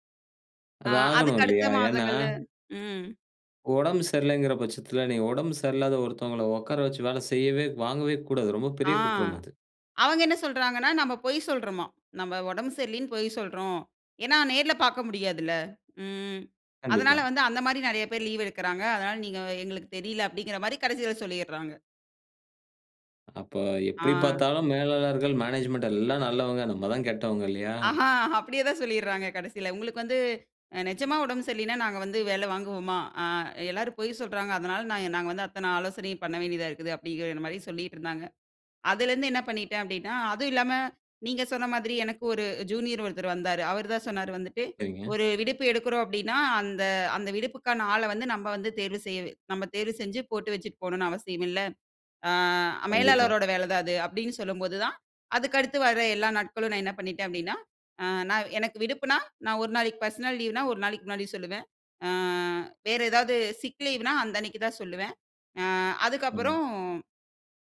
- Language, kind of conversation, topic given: Tamil, podcast, ‘இல்லை’ சொல்ல சிரமமா? அதை எப்படி கற்றுக் கொண்டாய்?
- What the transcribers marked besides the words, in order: drawn out: "ஆ"; in English: "மேனேஜ்மென்ட்"; laughing while speaking: "அப்படியே தான் சொல்லிடுறாங்க கடைசியில"; in English: "பெர்சனல்"; in English: "சிக்"